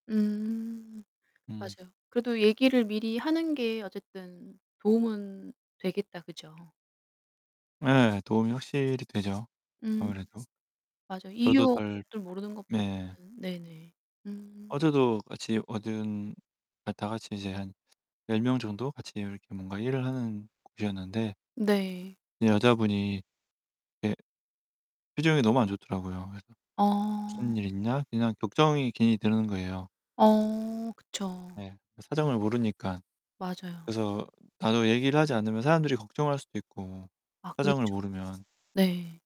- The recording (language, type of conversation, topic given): Korean, unstructured, 기분이 우울할 때 가장 도움이 되는 방법은 무엇이라고 생각하시나요?
- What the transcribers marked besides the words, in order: distorted speech; other background noise; static